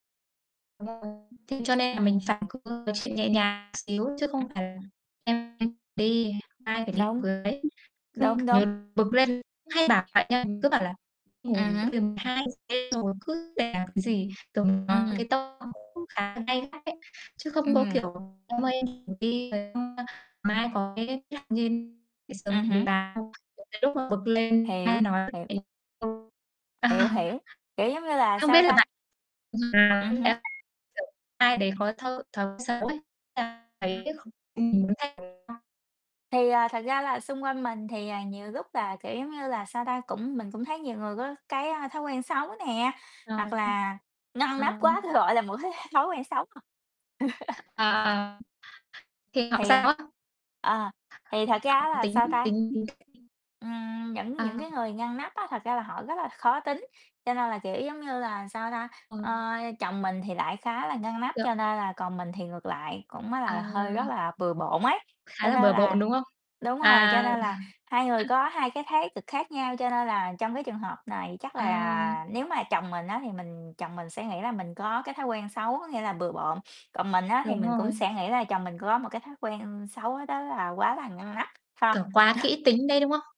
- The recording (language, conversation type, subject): Vietnamese, unstructured, Làm sao để thuyết phục người khác thay đổi thói quen xấu?
- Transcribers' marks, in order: distorted speech; other background noise; tapping; unintelligible speech; chuckle; unintelligible speech; unintelligible speech; laughing while speaking: "tui gọi là một cái"; laugh; unintelligible speech; chuckle; laugh